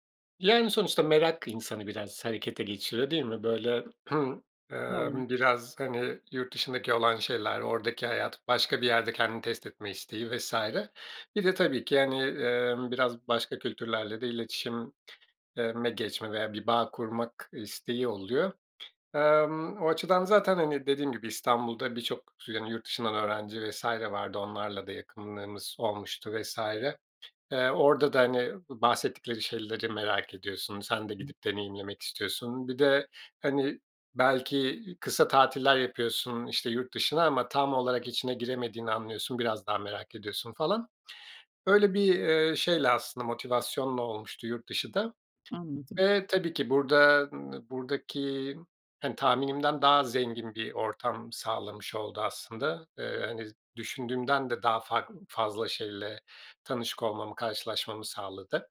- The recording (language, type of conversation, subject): Turkish, podcast, Çok kültürlü olmak seni nerede zorladı, nerede güçlendirdi?
- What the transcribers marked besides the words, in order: tapping; throat clearing; other background noise; other noise